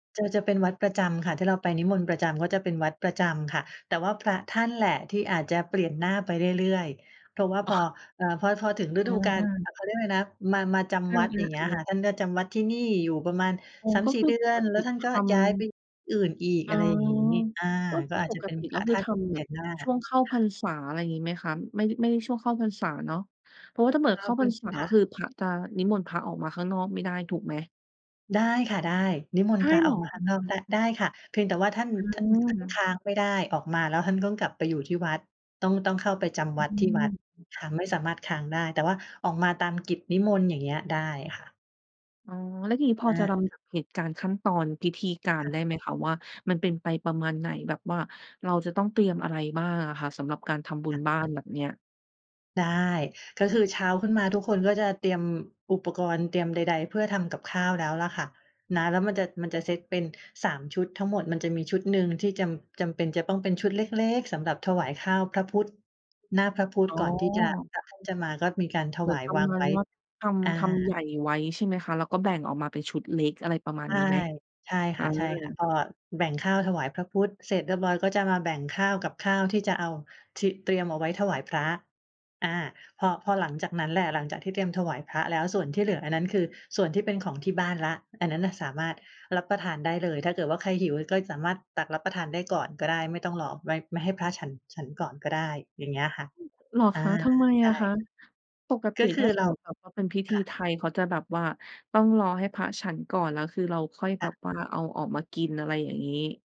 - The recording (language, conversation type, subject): Thai, podcast, คุณเคยทำบุญด้วยการถวายอาหาร หรือร่วมงานบุญที่มีการจัดสำรับอาหารบ้างไหม?
- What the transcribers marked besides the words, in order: laughing while speaking: "อ๋อ"